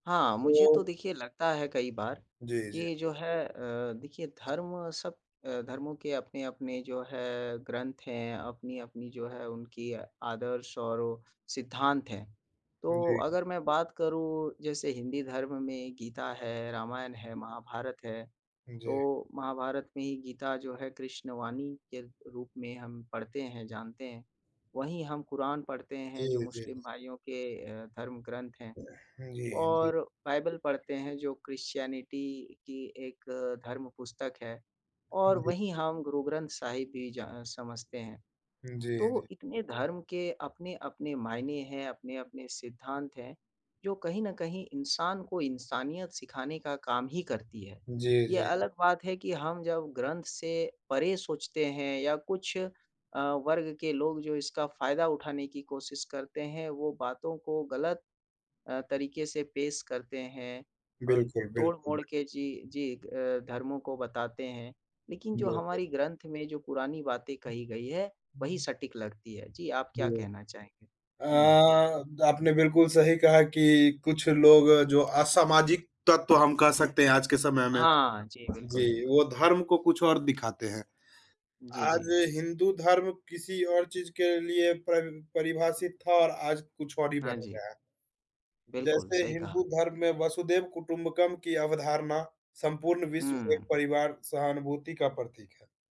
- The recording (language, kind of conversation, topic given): Hindi, unstructured, क्या धर्म लोगों में सहानुभूति और समझ बढ़ा सकता है?
- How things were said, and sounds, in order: other background noise; tapping; unintelligible speech